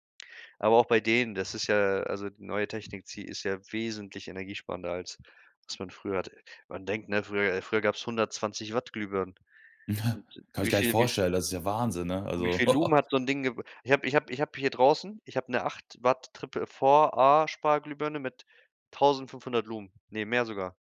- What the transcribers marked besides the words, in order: tapping; chuckle; laugh
- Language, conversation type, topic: German, podcast, Welche Tipps hast du, um zu Hause Energie zu sparen?